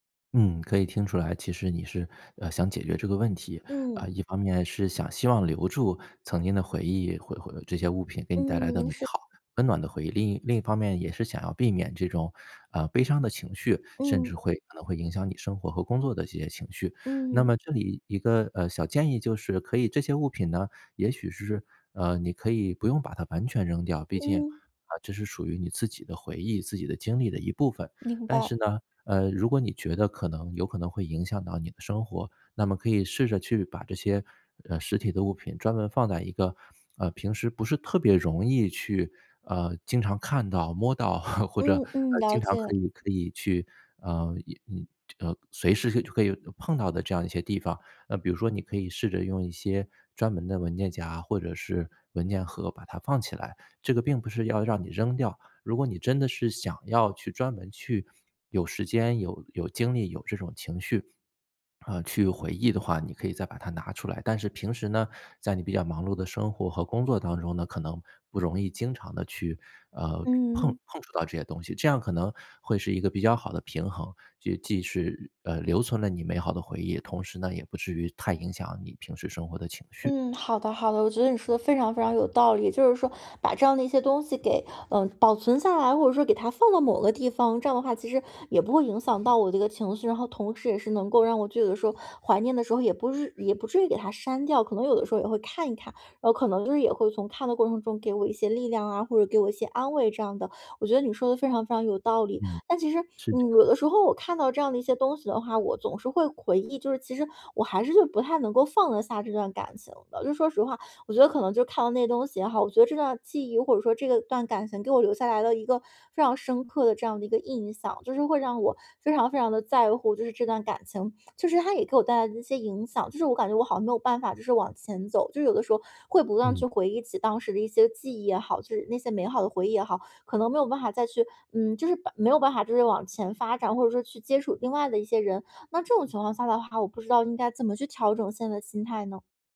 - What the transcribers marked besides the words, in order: laugh; lip smack
- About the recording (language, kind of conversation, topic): Chinese, advice, 分手后，我该删除还是保留与前任有关的所有纪念物品？